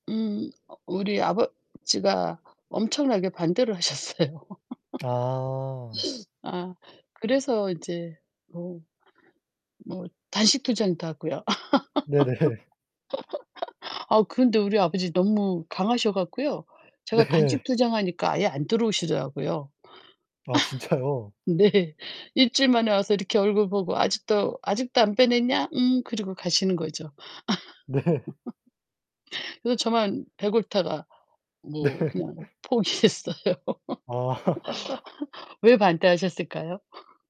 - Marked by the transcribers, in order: other background noise; laughing while speaking: "하셨어요"; laugh; laugh; laughing while speaking: "네네"; laughing while speaking: "네"; laugh; laughing while speaking: "네"; laughing while speaking: "진짜요?"; laughing while speaking: "네"; laugh; laughing while speaking: "네"; laughing while speaking: "포기했어요"; laugh; laugh
- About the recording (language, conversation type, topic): Korean, unstructured, 어렸을 때 꿈꾸던 미래와 지금의 꿈이 다른가요?